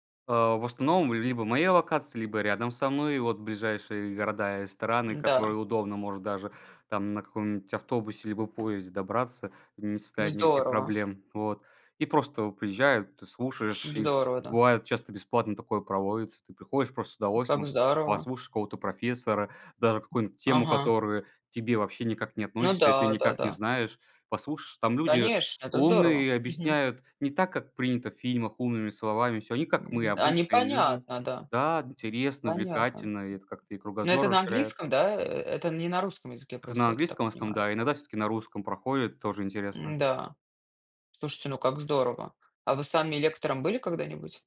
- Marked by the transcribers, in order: tapping; grunt
- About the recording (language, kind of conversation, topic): Russian, unstructured, Какое умение ты хотел бы освоить в этом году?